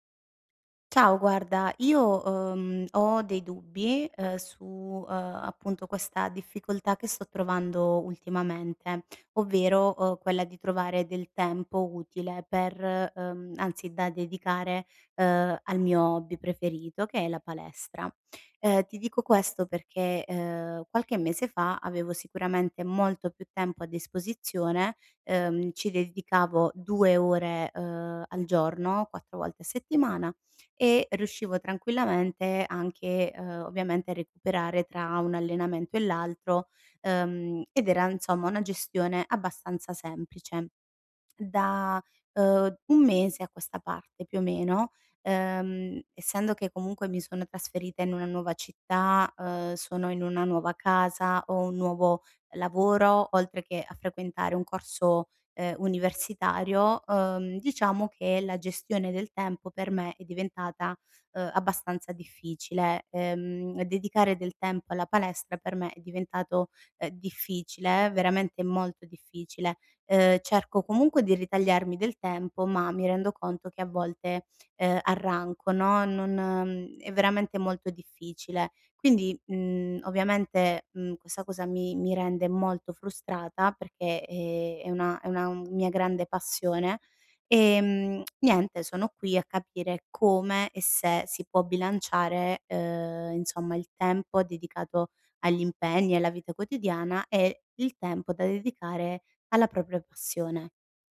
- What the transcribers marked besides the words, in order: none
- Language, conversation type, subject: Italian, advice, Come posso trovare tempo per i miei hobby quando lavoro e ho una famiglia?